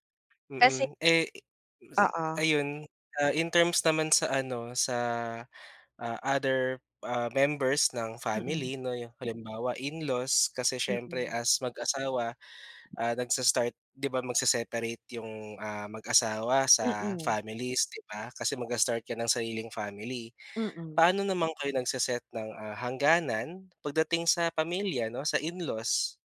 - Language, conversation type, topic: Filipino, podcast, Paano ninyo pinapangalagaan ang relasyon ninyong mag-asawa?
- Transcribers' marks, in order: none